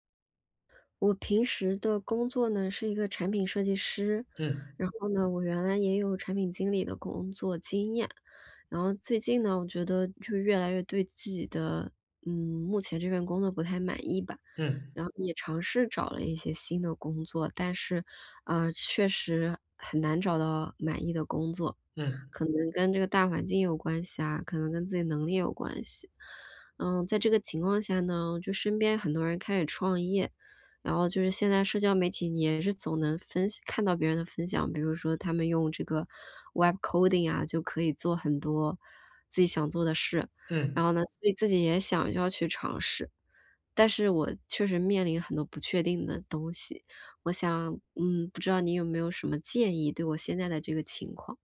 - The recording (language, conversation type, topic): Chinese, advice, 我怎样把不确定性转化为自己的成长机会？
- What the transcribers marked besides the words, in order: in English: "web coding"